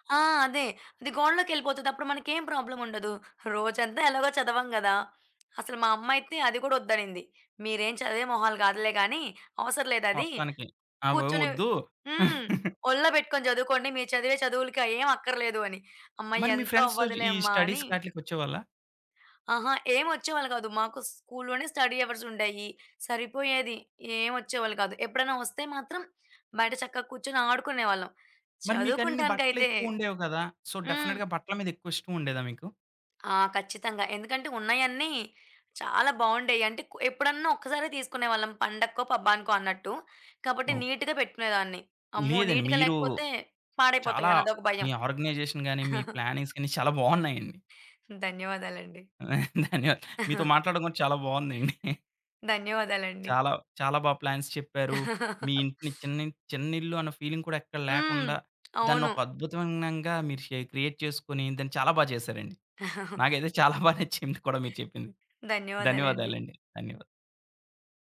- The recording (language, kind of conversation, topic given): Telugu, podcast, చిన్న ఇళ్లలో స్థలాన్ని మీరు ఎలా మెరుగ్గా వినియోగించుకుంటారు?
- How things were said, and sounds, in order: chuckle; in English: "ఫ్రెండ్స్"; in English: "స్టడీస్"; in English: "స్టడీ"; in English: "సో, డెఫినిట్‌గా"; in English: "నీట్‌గా"; in English: "ఆర్గనైజేషన్"; in English: "నీట్‌గా"; in English: "ప్లానింగ్స్"; chuckle; laughing while speaking: "ధన్యవాదాలు"; chuckle; giggle; tapping; in English: "ప్లాన్స్"; chuckle; in English: "ఫీలింగ్"; in English: "క్రియేట్"; chuckle; laughing while speaking: "బాగా నచ్చింది కూడా"